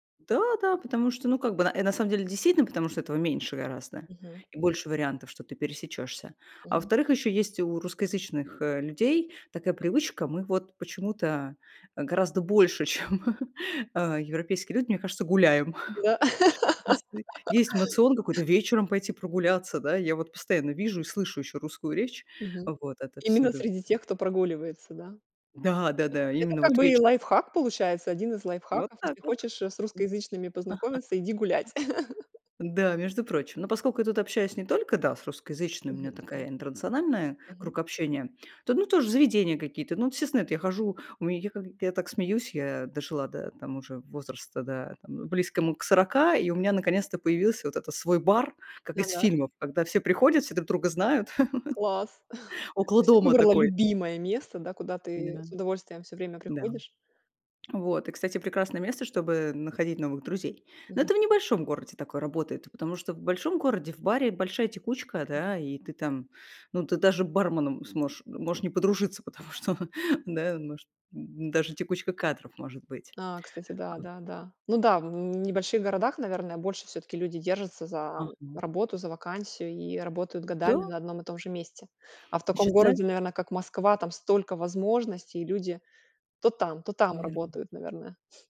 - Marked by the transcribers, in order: other background noise; laughing while speaking: "чем"; chuckle; tapping; laugh; chuckle; chuckle; laughing while speaking: "Потому что"; chuckle
- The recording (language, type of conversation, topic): Russian, podcast, Как завести настоящую дружбу в большом городе?